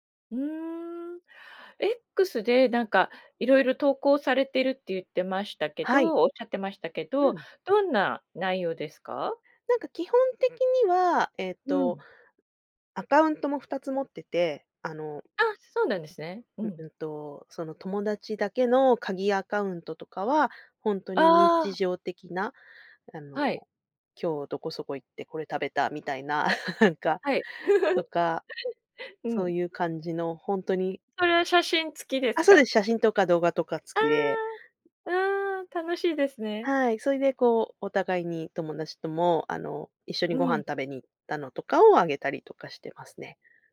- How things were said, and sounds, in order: tapping; chuckle; laugh; other noise
- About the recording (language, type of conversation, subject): Japanese, podcast, SNSとどう付き合っていますか？